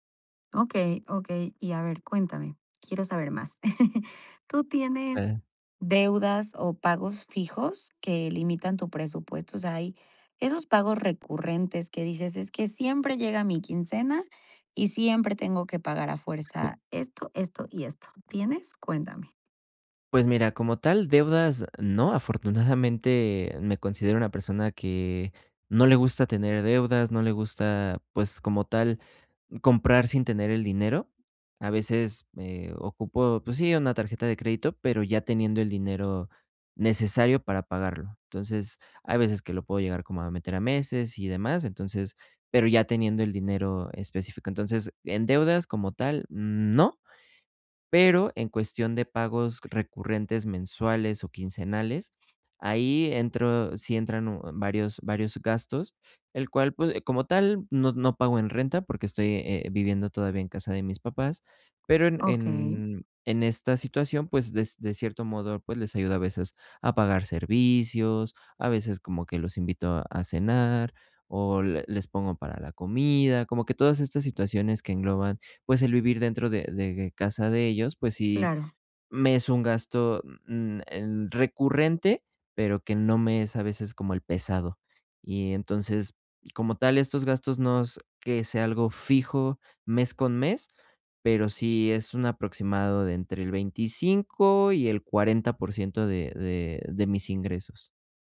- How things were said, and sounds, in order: tapping; chuckle; other background noise; unintelligible speech; chuckle; laughing while speaking: "afortunadamente"
- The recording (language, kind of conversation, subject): Spanish, advice, ¿Cómo puedo equilibrar el ahorro y mi bienestar sin sentir que me privo de lo que me hace feliz?